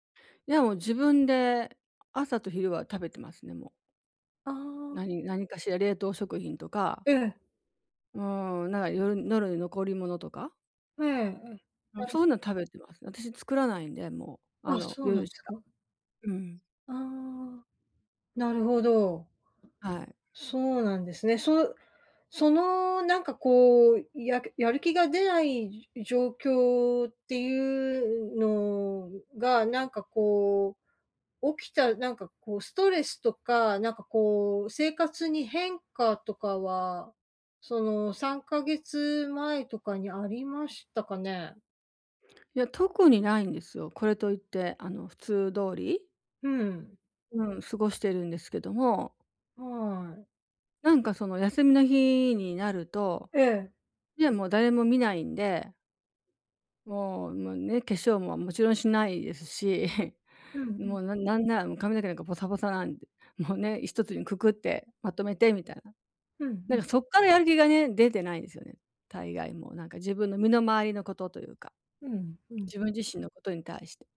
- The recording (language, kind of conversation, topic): Japanese, advice, やる気が出ないとき、どうすれば一歩を踏み出せますか？
- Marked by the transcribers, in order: unintelligible speech; other background noise; chuckle